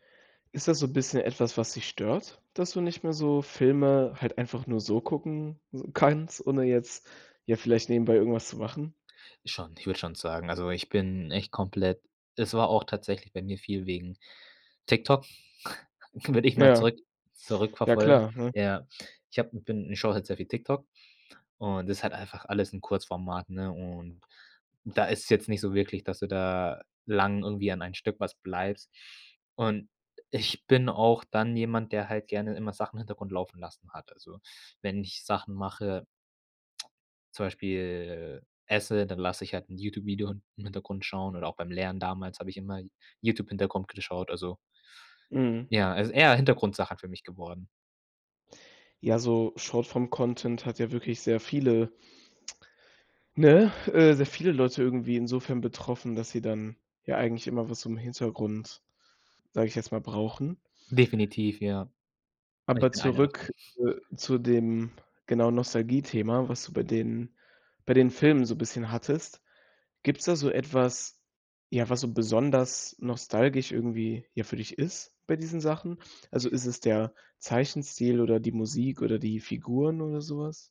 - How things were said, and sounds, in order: chuckle; laughing while speaking: "Würde"; in English: "Short-Form-Content"; unintelligible speech; chuckle
- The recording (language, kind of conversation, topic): German, podcast, Welche Filme schaust du dir heute noch aus nostalgischen Gründen an?